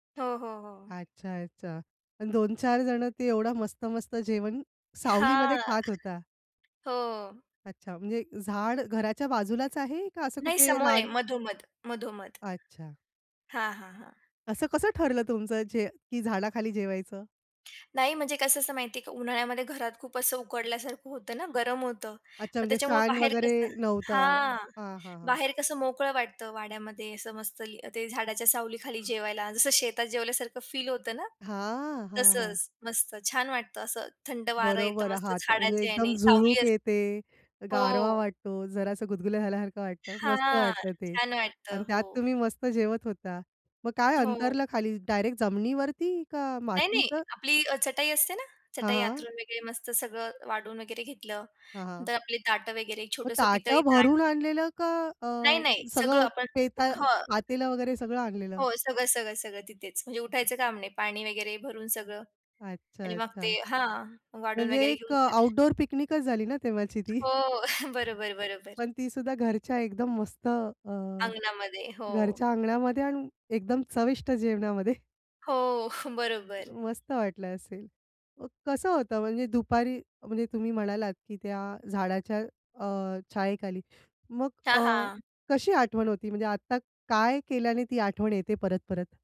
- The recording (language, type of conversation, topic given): Marathi, podcast, एकत्र जेवण्याचे तुमचे अनुभव कसे आहेत?
- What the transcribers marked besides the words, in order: other background noise; laughing while speaking: "हां"; tapping; drawn out: "हां"; in English: "फील"; drawn out: "हां"; in English: "डायरेक्ट"; "अंथरून" said as "आतरू"; in English: "आउटडोर पिकनिकच"; laughing while speaking: "तेव्हाची ती"; chuckle; chuckle; laughing while speaking: "बरोबर"